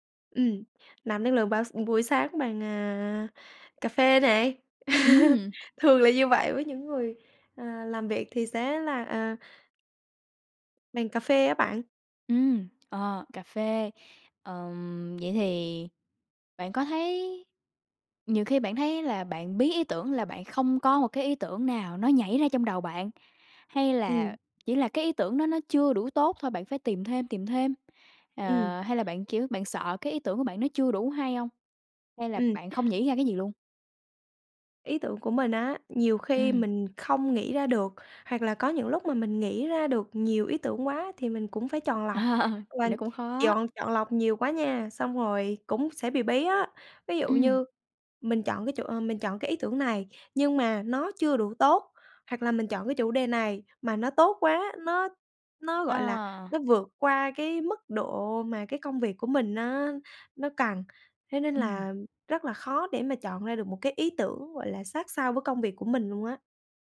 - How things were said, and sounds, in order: laugh; tapping; other background noise; laughing while speaking: "Ờ"
- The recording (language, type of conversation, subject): Vietnamese, podcast, Bạn làm thế nào để vượt qua cơn bí ý tưởng?